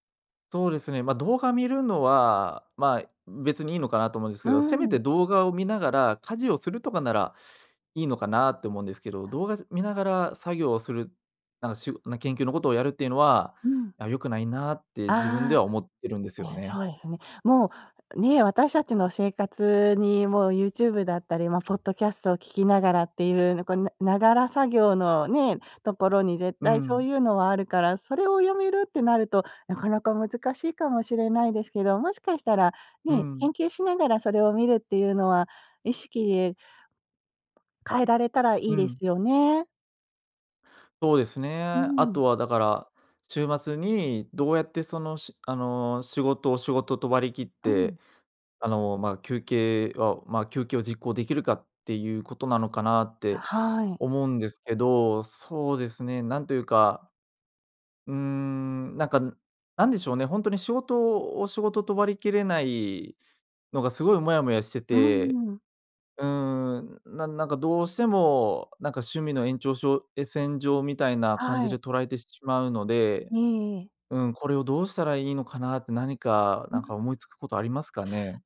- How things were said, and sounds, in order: other background noise
- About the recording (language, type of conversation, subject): Japanese, advice, 週末にだらけてしまう癖を変えたい